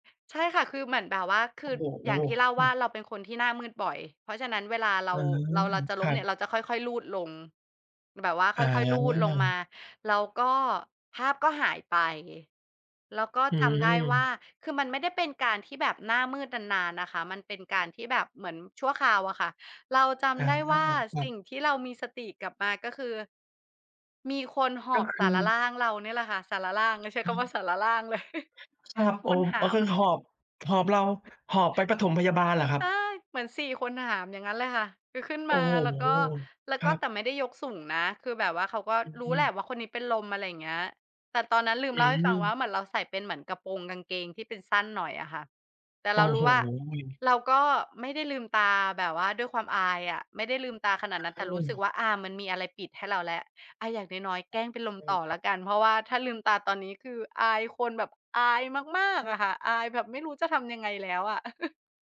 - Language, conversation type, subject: Thai, podcast, จำความรู้สึกตอนคอนเสิร์ตครั้งแรกได้ไหม?
- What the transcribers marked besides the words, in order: laughing while speaking: "เลย"; chuckle; other noise; chuckle